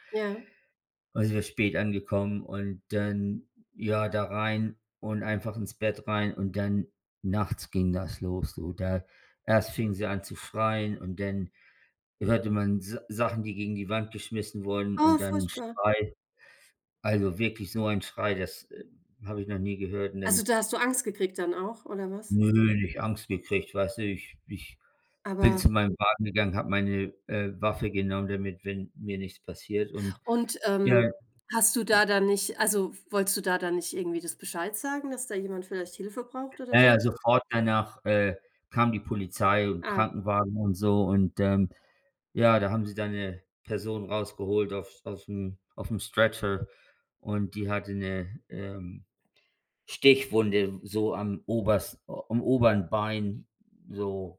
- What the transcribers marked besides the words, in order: other background noise; other noise; in English: "Stretcher"
- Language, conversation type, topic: German, unstructured, Was bedeutet für dich Abenteuer beim Reisen?